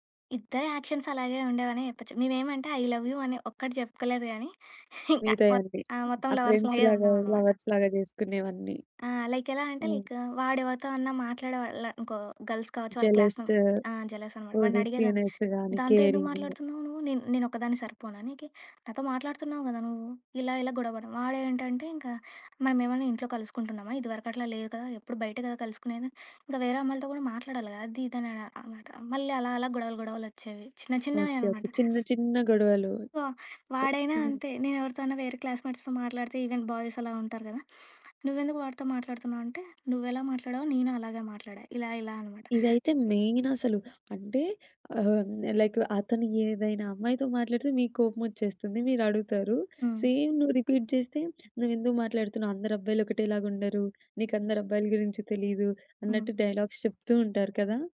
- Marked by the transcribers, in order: in English: "యాక్షన్స్"; other background noise; in English: "ఐ లవ్ యు"; chuckle; tapping; in English: "ఫ్రెండ్స్‌లాగా, లవర్స్‌లాగో"; in English: "లవర్స్‌లాగే"; in English: "లైక్"; in English: "లైక్"; in English: "గర్ల్స్"; in English: "క్లాస్‌లో"; in English: "జలస్"; in English: "సీనర్స్"; in English: "సో"; in English: "క్లాస్‌మేట్స్‌తో"; in English: "ఈవెన్ బాయ్స్"; in English: "మెయిన్"; in English: "లైక్"; in English: "సేమ్"; in English: "రిపీట్"; in English: "డైలాగ్స్"
- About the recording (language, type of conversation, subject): Telugu, podcast, సామాజిక ఒత్తిడి మరియు మీ అంతరాత్మ చెప్పే మాటల మధ్య మీరు ఎలా సమతుల్యం సాధిస్తారు?